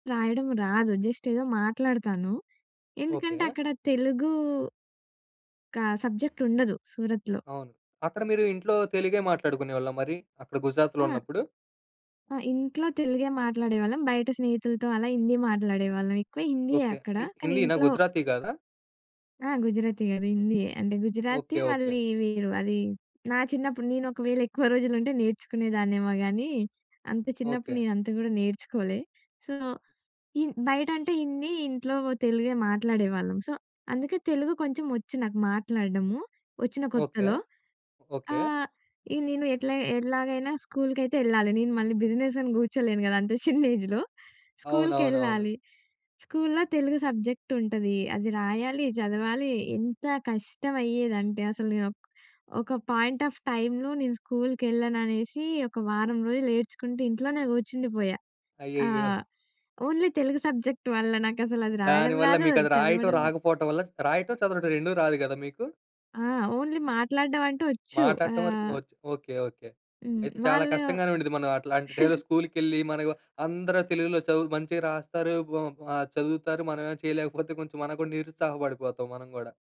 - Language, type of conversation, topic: Telugu, podcast, వలసకు మీ కుటుంబం వెళ్లడానికి ప్రధాన కారణం ఏమిటి?
- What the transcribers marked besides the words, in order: in English: "జస్ట్"; in English: "సబ్జెక్ట్"; in English: "సో"; in English: "సో"; in English: "స్కూల్‌కయితే"; in English: "ఏజ్‌లో"; in English: "సబ్జెక్ట్"; in English: "పాయింట్ ఆఫ్ టైమ్‌లో"; in English: "ఓన్లీ"; in English: "సబ్జెక్ట్"; in English: "ఓన్లీ"; chuckle